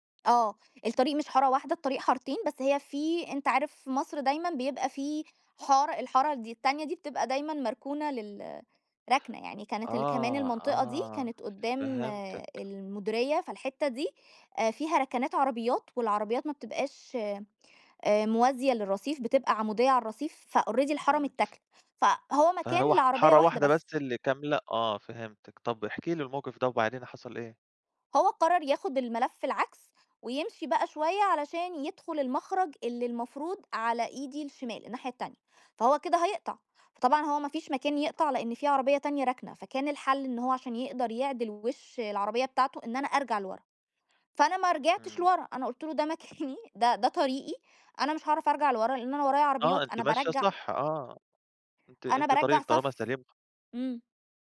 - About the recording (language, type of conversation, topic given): Arabic, podcast, هل حصلك قبل كده حادث بسيط واتعلمت منه درس مهم؟
- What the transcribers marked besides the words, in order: tapping; in English: "فalready"; laughing while speaking: "مكاني"